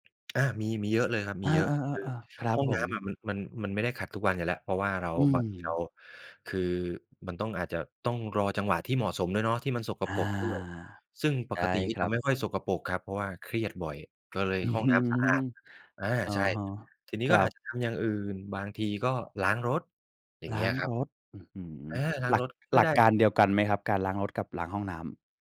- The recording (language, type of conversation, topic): Thai, podcast, คุณมีเทคนิคจัดการความเครียดยังไงบ้าง?
- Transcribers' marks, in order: tapping; other background noise